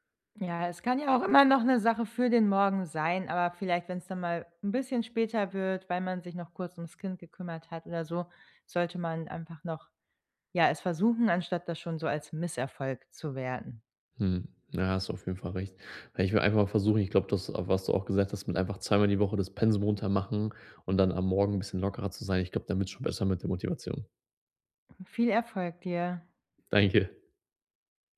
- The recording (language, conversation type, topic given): German, advice, Wie bleibe ich motiviert, wenn ich kaum Zeit habe?
- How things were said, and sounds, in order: none